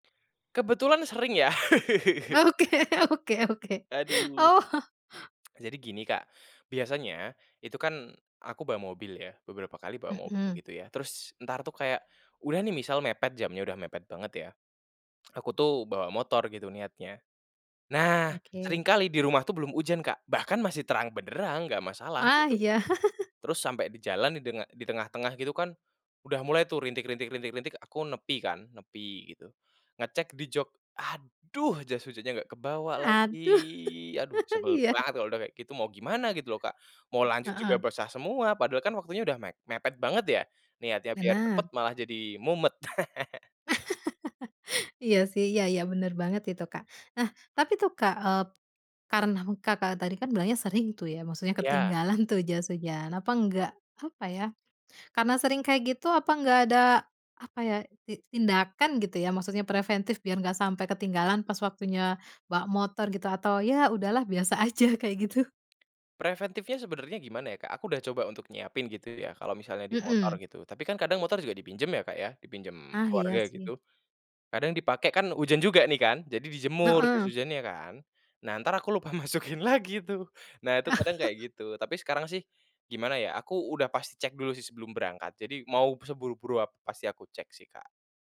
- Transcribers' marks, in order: tapping; laughing while speaking: "ya"; other background noise; laughing while speaking: "Oke oke oke. Oh"; laugh; laughing while speaking: "iya"; laughing while speaking: "Aduh. iya"; laugh; laughing while speaking: "biasa aja kayak gitu?"; laughing while speaking: "lupa masukin lagi tuh"; laugh
- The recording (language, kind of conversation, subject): Indonesian, podcast, Bagaimana musim hujan memengaruhi kegiatanmu sehari-hari?